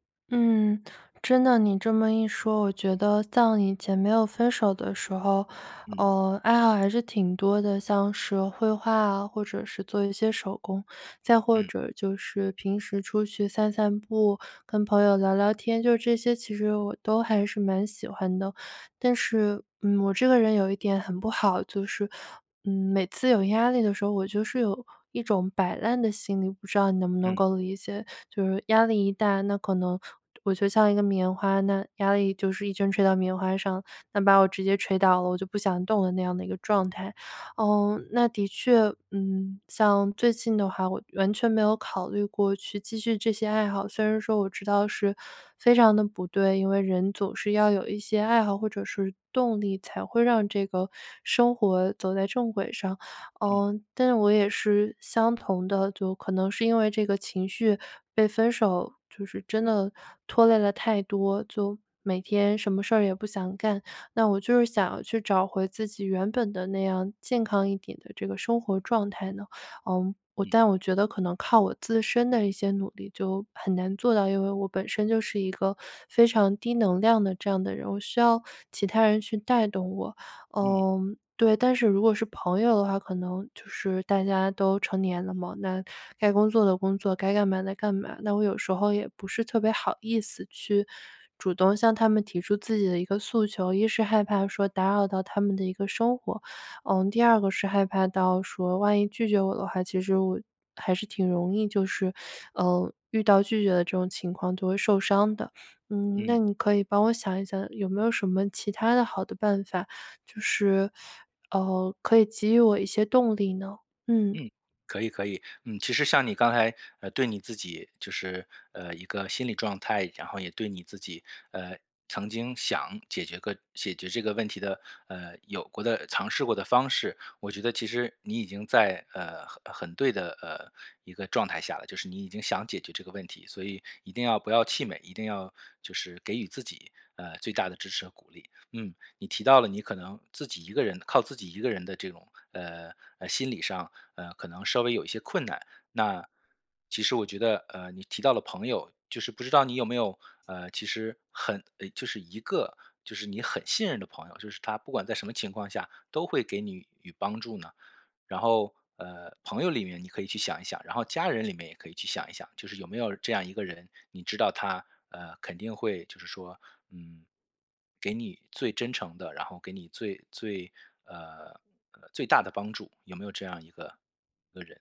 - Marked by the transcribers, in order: "尝试" said as "藏试"; stressed: "困难"; stressed: "信任"
- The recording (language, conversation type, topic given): Chinese, advice, 你在压力来临时为什么总会暴饮暴食？